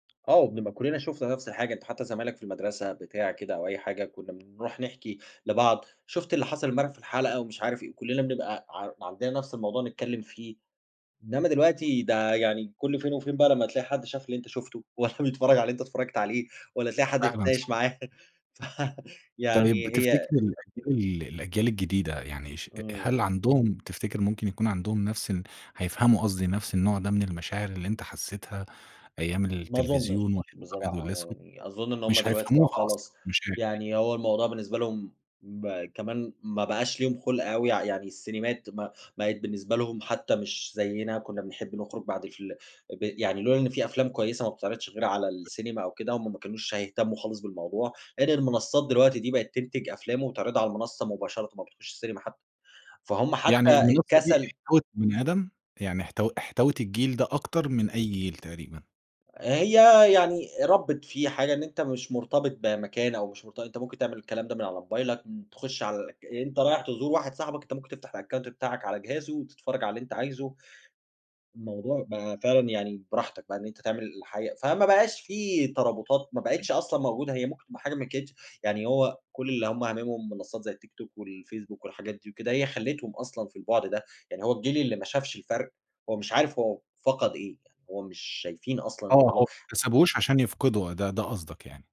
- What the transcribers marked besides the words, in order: tapping; laughing while speaking: "والَّا بيتفرّج على اللي أنت … تتناقش معاه. ف"; unintelligible speech; other background noise; in English: "الأكاونت"; unintelligible speech
- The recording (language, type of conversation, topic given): Arabic, podcast, إزاي اتغيّرت عاداتنا في الفرجة على التلفزيون بعد ما ظهرت منصات البث؟